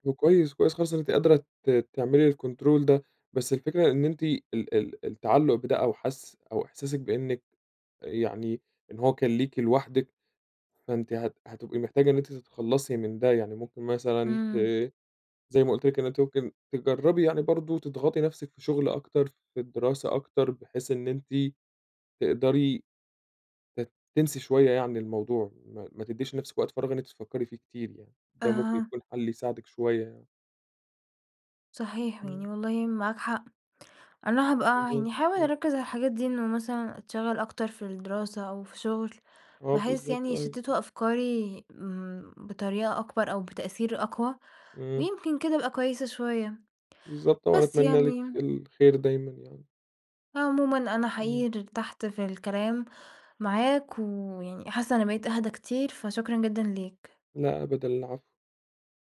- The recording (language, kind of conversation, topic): Arabic, advice, إزاي أتعامل لما أشوف شريكي السابق مع حد جديد؟
- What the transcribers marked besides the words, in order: in English: "الكنترول"